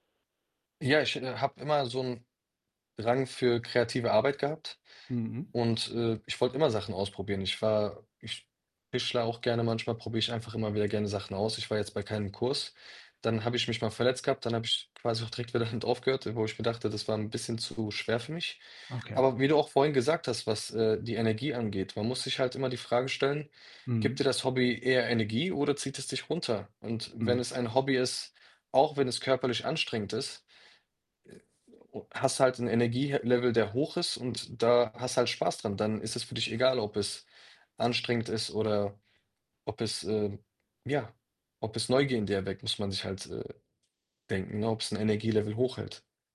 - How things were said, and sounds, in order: static; other background noise; laughing while speaking: "auch direkt wieder damit"; distorted speech
- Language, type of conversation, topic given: German, podcast, Wie findest du heraus, ob ein neues Hobby zu dir passt?